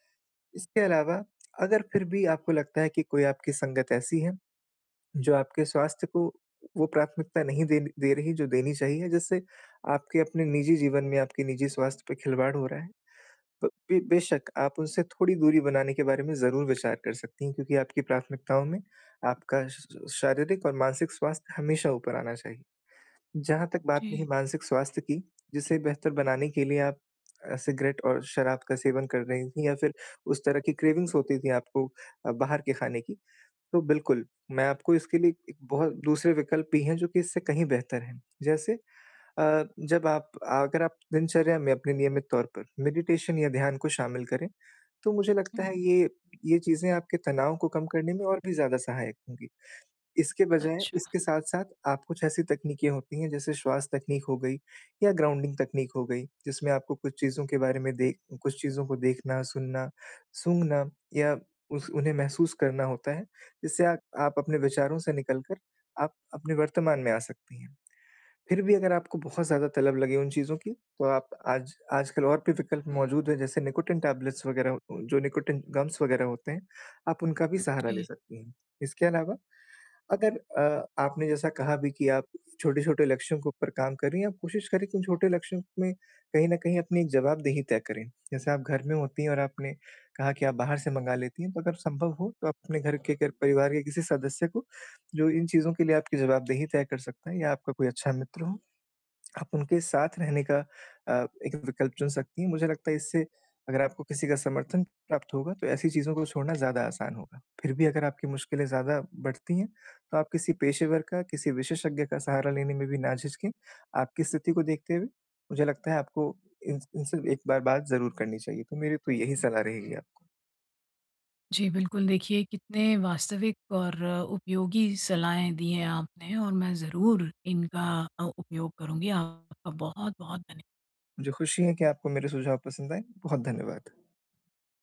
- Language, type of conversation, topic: Hindi, advice, पुरानी आदतों को धीरे-धीरे बदलकर नई आदतें कैसे बना सकता/सकती हूँ?
- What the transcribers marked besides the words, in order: in English: "क्रेविंग्स"; "अगर" said as "आगर"; in English: "मेडिटेशन"; tapping; in English: "ग्राउंडिंग"; in English: "टैबलेट्स"; in English: "गम्स"